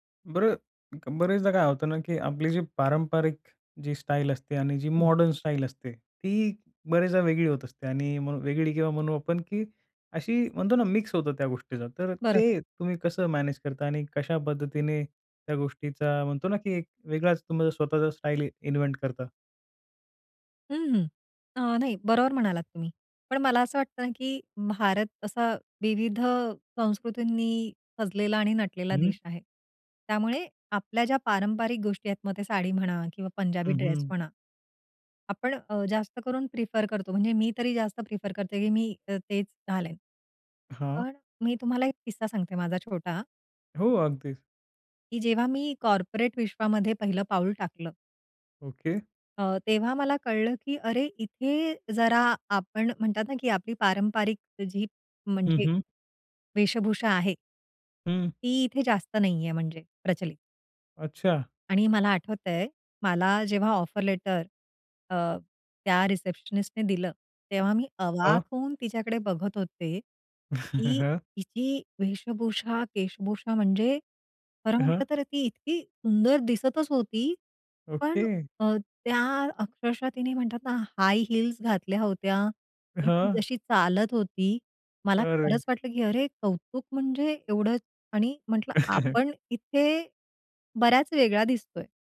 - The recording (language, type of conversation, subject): Marathi, podcast, पाश्चिमात्य आणि पारंपरिक शैली एकत्र मिसळल्यावर तुम्हाला कसे वाटते?
- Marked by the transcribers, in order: tapping; in English: "इन्व्हेंट"; in English: "कॉर्पोरेट"; in English: "ऑफर लेटर"; in English: "रिसेप्शनिस्टने"; chuckle; in English: "हाय हील्स"; chuckle